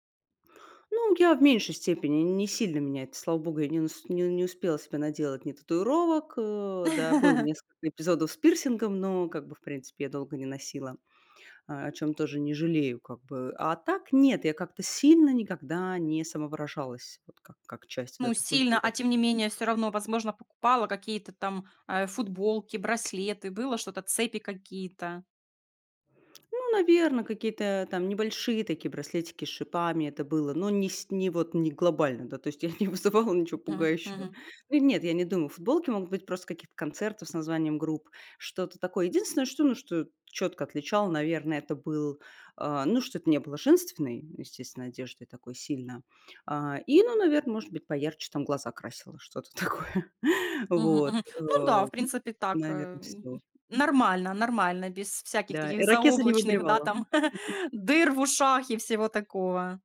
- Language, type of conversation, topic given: Russian, podcast, Как за годы изменился твой музыкальный вкус, если честно?
- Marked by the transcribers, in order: laugh; laughing while speaking: "не вызывала"; laughing while speaking: "такое"; tapping; chuckle